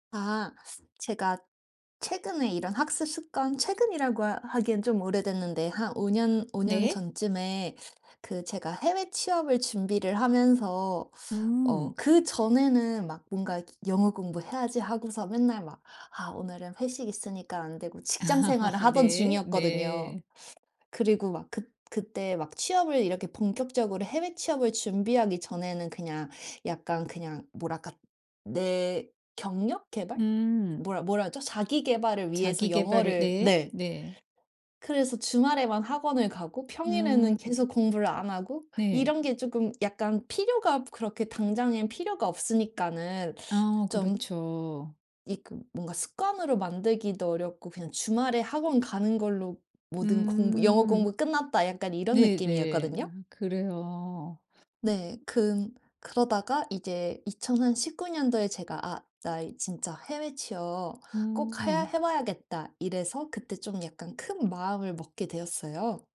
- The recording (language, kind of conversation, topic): Korean, podcast, 학습 습관을 어떻게 만들게 되셨나요?
- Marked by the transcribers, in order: other background noise; laugh; tapping